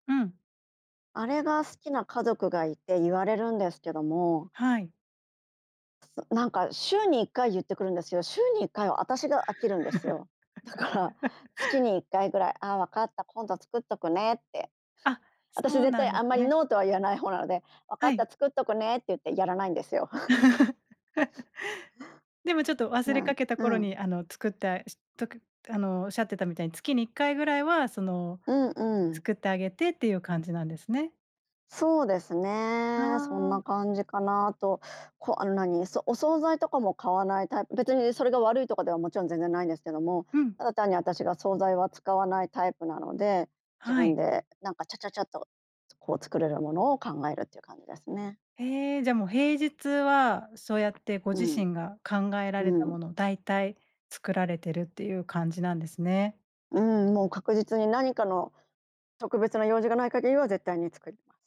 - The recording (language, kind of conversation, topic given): Japanese, podcast, 晩ごはんはどうやって決めていますか？
- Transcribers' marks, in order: other noise; laugh; laughing while speaking: "だから"; laugh; sniff